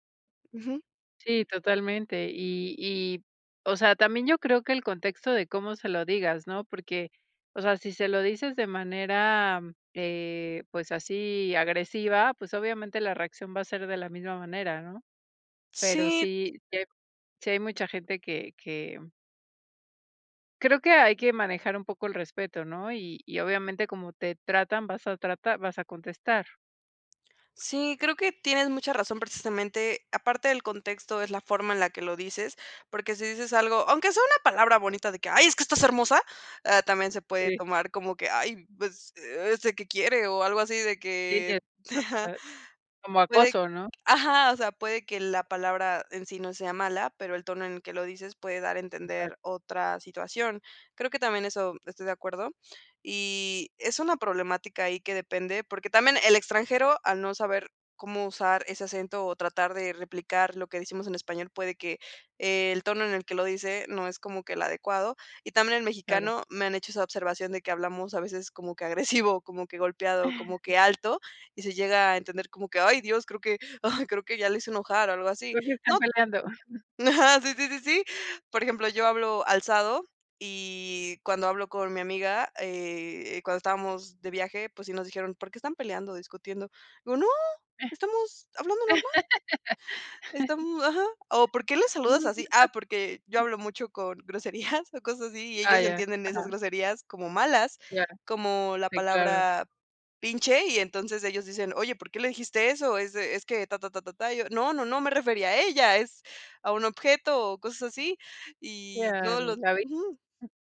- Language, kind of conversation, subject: Spanish, podcast, ¿Qué gestos son típicos en tu cultura y qué expresan?
- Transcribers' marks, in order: tapping; chuckle; chuckle; other noise; laugh; unintelligible speech; laughing while speaking: "groserías o cosas así"